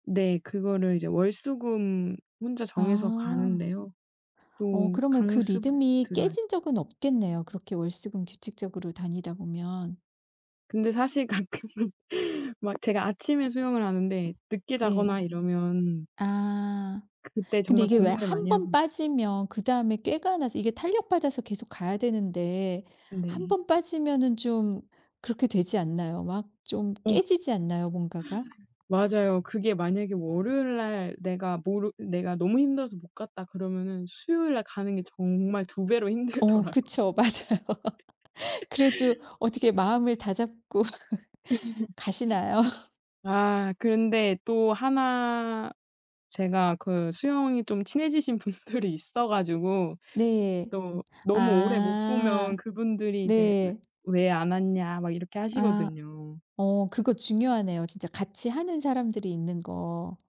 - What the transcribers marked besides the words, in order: other background noise; tapping; laughing while speaking: "가끔은"; laughing while speaking: "힘들더라고"; laughing while speaking: "맞아요"; laugh; laugh; laughing while speaking: "가시나요?"; laughing while speaking: "분들이"
- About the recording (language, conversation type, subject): Korean, podcast, 취미를 하다가 ‘몰입’ 상태를 느꼈던 순간을 들려주실래요?